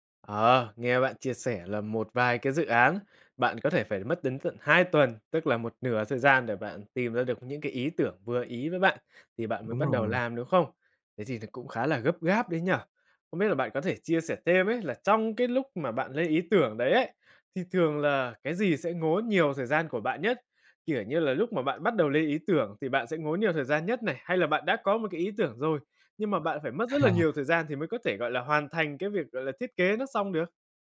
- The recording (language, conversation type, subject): Vietnamese, advice, Chủ nghĩa hoàn hảo làm chậm tiến độ
- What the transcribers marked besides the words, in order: tapping; other background noise